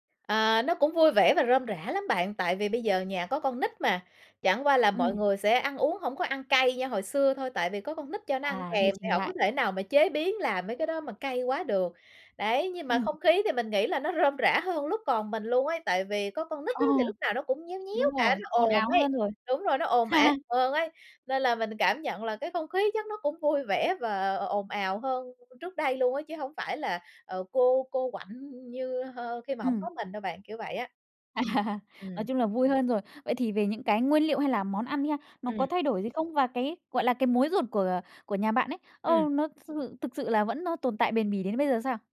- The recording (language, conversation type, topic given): Vietnamese, podcast, Bạn và gia đình có truyền thống ẩm thực nào đặc biệt không?
- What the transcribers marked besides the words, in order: other background noise; laughing while speaking: "Ờ"; laugh; laughing while speaking: "ào"; laughing while speaking: "À"